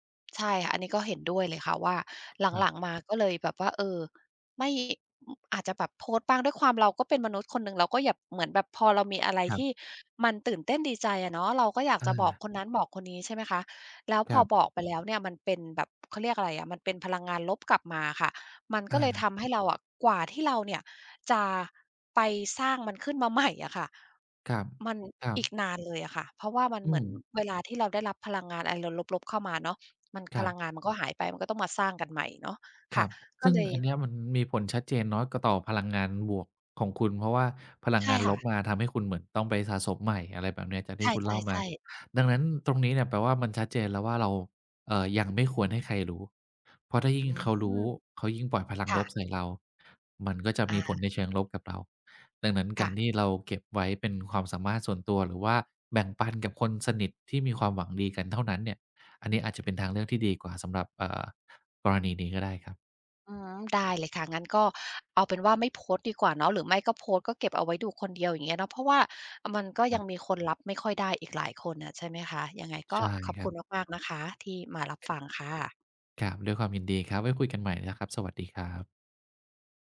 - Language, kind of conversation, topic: Thai, advice, ทำไมคุณถึงกลัวการแสดงความคิดเห็นบนโซเชียลมีเดียที่อาจขัดแย้งกับคนรอบข้าง?
- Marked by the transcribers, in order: other background noise; tapping; other noise